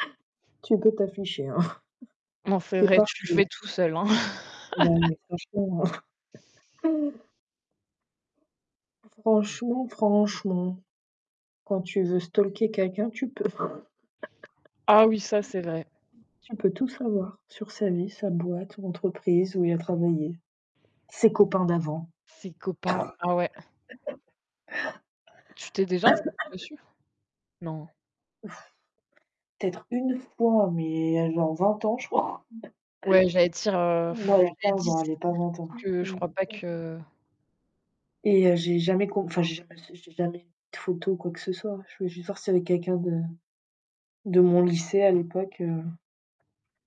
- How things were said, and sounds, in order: chuckle; distorted speech; laugh; chuckle; stressed: "franchement"; chuckle; other background noise; chuckle; cough; blowing; chuckle; unintelligible speech
- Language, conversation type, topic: French, unstructured, Quelle est votre relation avec les réseaux sociaux ?